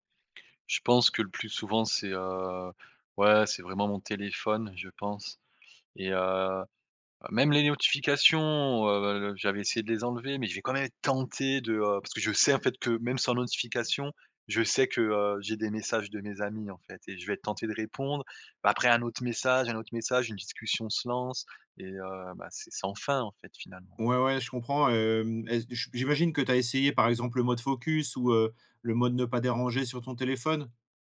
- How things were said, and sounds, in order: stressed: "tenté"
- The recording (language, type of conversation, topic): French, advice, Comment puis-je réduire les notifications et les distractions numériques pour rester concentré ?